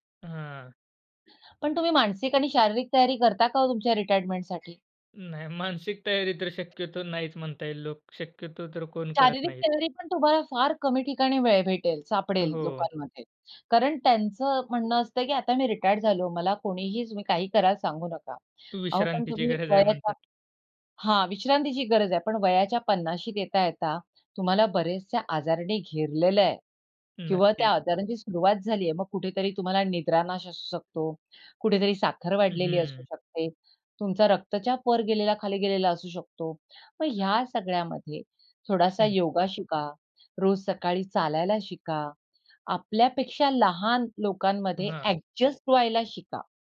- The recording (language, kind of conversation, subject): Marathi, podcast, वयोवृद्ध लोकांचा एकटेपणा कमी करण्याचे प्रभावी मार्ग कोणते आहेत?
- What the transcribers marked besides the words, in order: other background noise; tapping